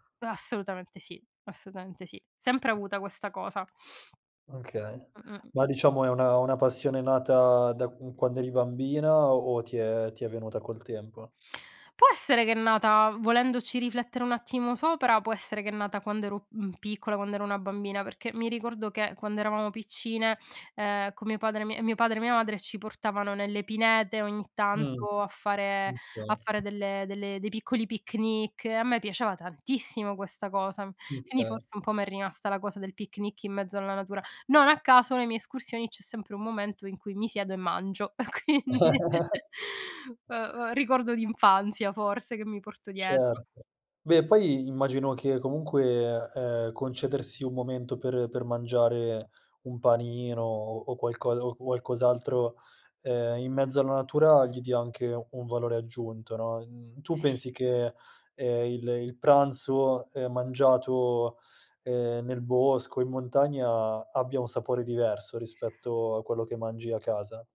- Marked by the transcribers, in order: tapping; "Okay" said as "kay"; "piaceva" said as "piaciava"; chuckle; laughing while speaking: "quindi"; laugh
- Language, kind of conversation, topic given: Italian, podcast, Perché ti piace fare escursioni o camminare in natura?